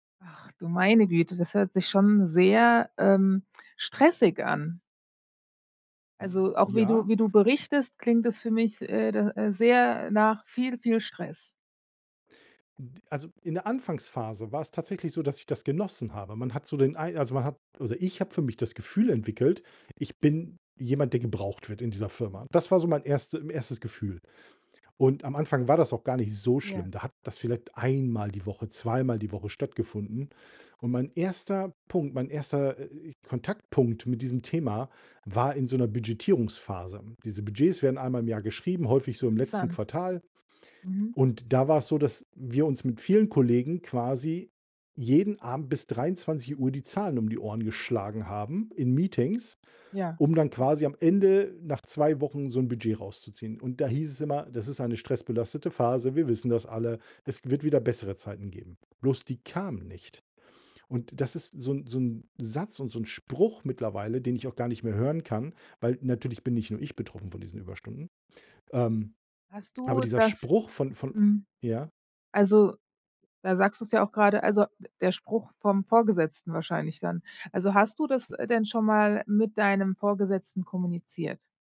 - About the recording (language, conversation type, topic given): German, advice, Wie viele Überstunden machst du pro Woche, und wie wirkt sich das auf deine Zeit mit deiner Familie aus?
- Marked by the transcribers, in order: other noise